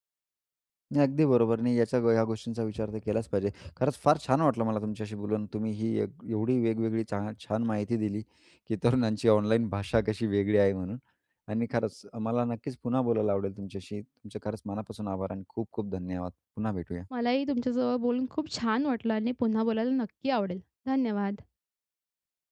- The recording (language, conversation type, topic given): Marathi, podcast, तरुणांची ऑनलाइन भाषा कशी वेगळी आहे?
- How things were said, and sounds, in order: laughing while speaking: "तरुणांची ऑनलाईन भाषा कशी वेगळी आहे"